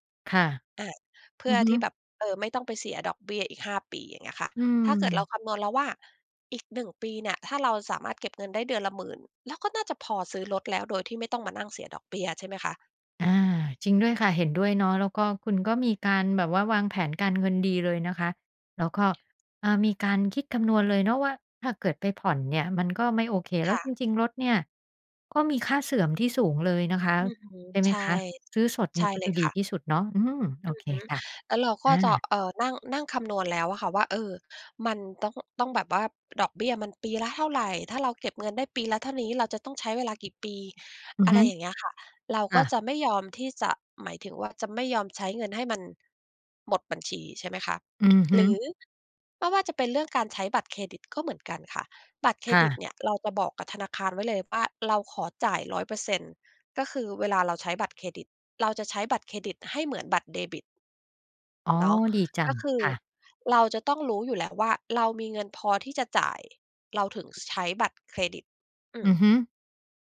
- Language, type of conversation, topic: Thai, podcast, เรื่องเงินทำให้คนต่างรุ่นขัดแย้งกันบ่อยไหม?
- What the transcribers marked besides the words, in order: none